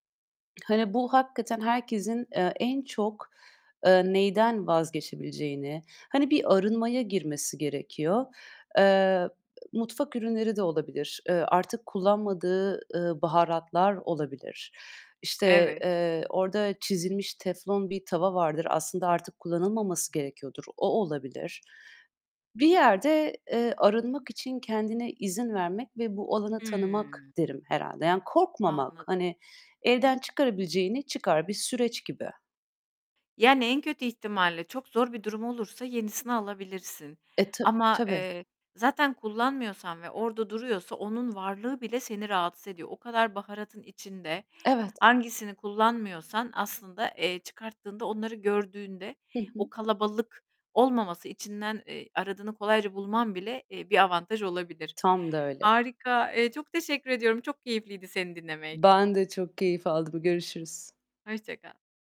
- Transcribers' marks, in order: other background noise
- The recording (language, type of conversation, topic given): Turkish, podcast, Minimalist olmak seni zihinsel olarak rahatlatıyor mu?